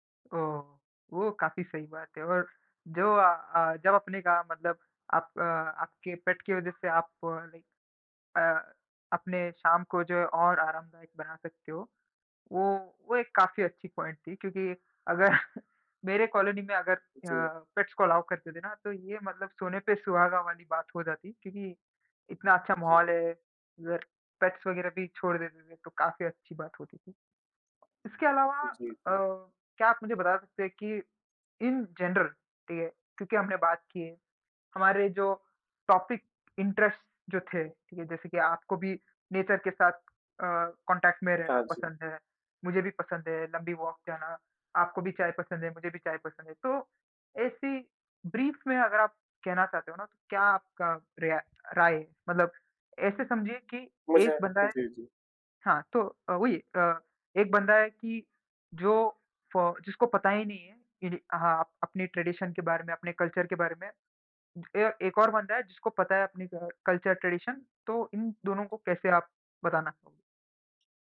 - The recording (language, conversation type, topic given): Hindi, unstructured, आप अपनी शाम को अधिक आरामदायक कैसे बनाते हैं?
- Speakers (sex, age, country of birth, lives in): male, 20-24, India, India; male, 25-29, India, India
- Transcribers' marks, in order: in English: "पेट"; in English: "लाइक"; in English: "पॉइंट"; laughing while speaking: "अगर"; in English: "पेट्स"; in English: "अलाउ"; in English: "पेट्स"; in English: "इन जनरल"; in English: "टॉपिक इंटरेस्ट"; in English: "नेचर"; in English: "कॉन्टैक्ट"; in English: "वॉक"; in English: "ब्रीफ"; in English: "ट्रेडिशन"; in English: "कल्चर"; in English: "कल्चर ट्रेडिशन"